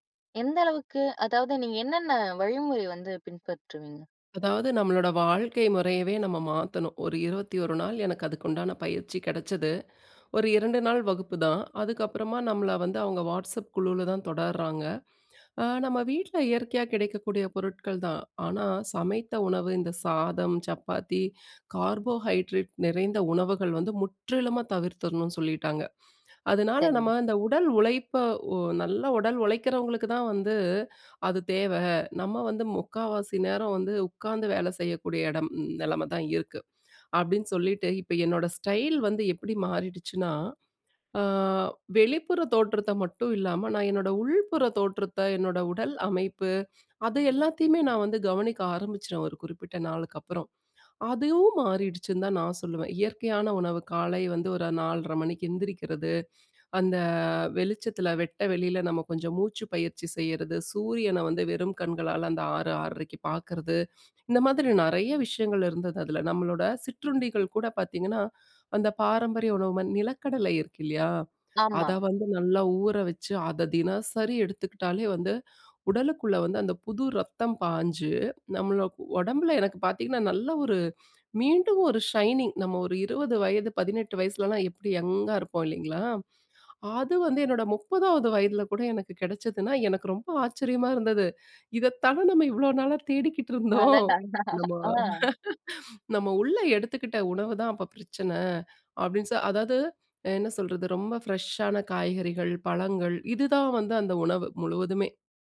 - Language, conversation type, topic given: Tamil, podcast, வயது கூடிக்கொண்டே போகும் போது உங்கள் தோற்றப் பாணி எப்படி மாறியது?
- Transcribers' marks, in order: other background noise; drawn out: "அ"; laughing while speaking: "அடடா!"; laughing while speaking: "இருந்தோம்"; chuckle